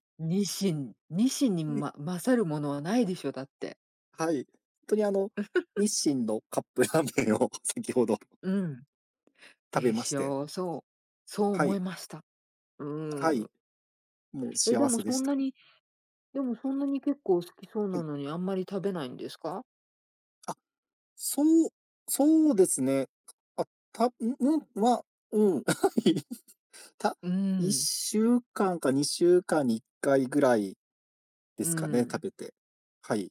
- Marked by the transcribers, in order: chuckle; laughing while speaking: "カップラーメンを先ほど"; other background noise; laughing while speaking: "はい"
- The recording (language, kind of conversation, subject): Japanese, unstructured, 幸せを感じるのはどんなときですか？